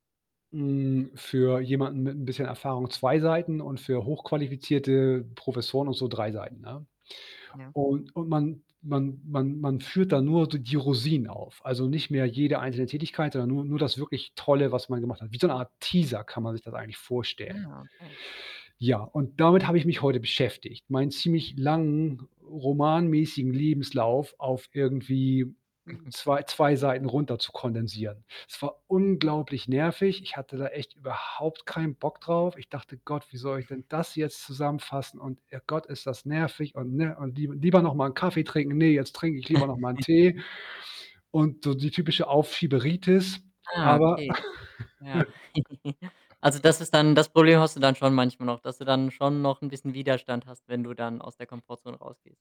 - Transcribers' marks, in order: static; chuckle; snort; chuckle; distorted speech; giggle; giggle; other background noise
- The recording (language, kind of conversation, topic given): German, podcast, Wann hast du zuletzt deine Komfortzone verlassen?